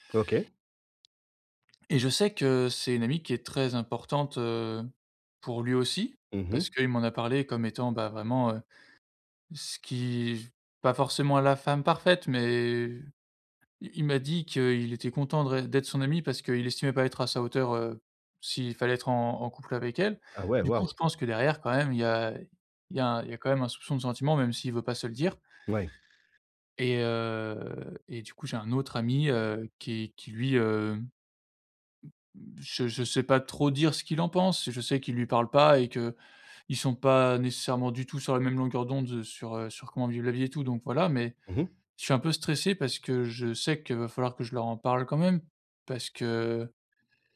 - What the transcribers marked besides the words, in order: none
- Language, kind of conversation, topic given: French, advice, Comment gérer l’anxiété avant des retrouvailles ou une réunion ?